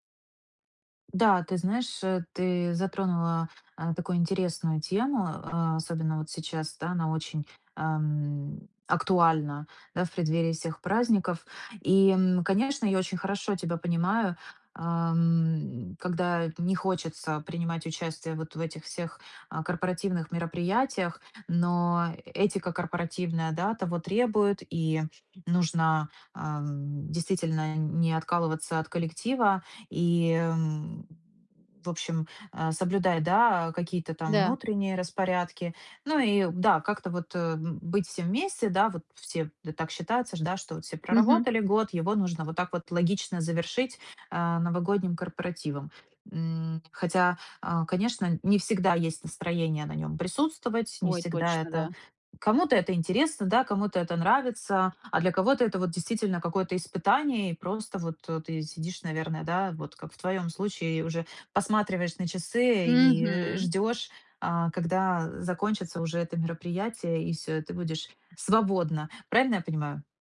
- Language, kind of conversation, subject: Russian, advice, Как перестать переживать и чувствовать себя увереннее на вечеринках?
- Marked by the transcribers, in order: none